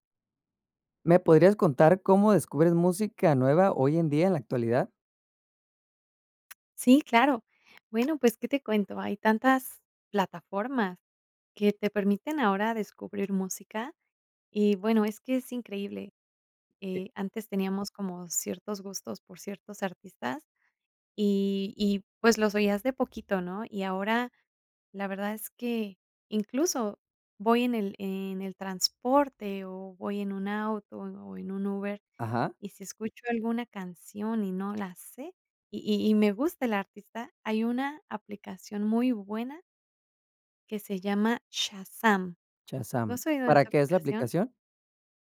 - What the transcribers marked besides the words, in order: none
- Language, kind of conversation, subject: Spanish, podcast, ¿Cómo descubres música nueva hoy en día?